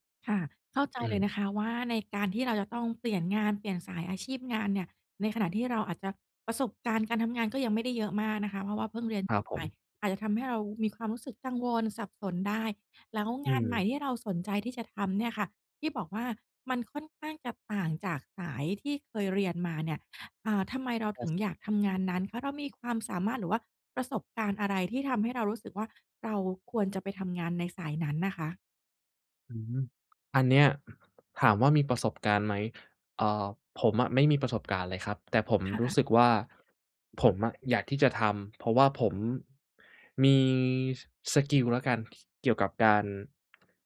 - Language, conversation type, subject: Thai, advice, คุณกลัวอะไรเกี่ยวกับการเริ่มงานใหม่หรือการเปลี่ยนสายอาชีพบ้าง?
- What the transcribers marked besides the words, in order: other background noise